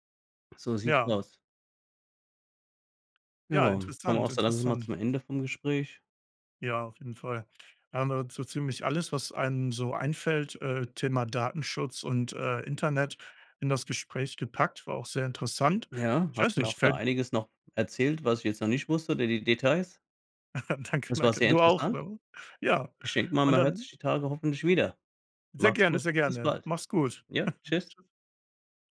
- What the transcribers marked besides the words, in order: laugh; joyful: "Danke, danke. Du auch, ne?"; laugh
- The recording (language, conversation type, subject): German, unstructured, Wie wichtig ist dir Datenschutz im Internet?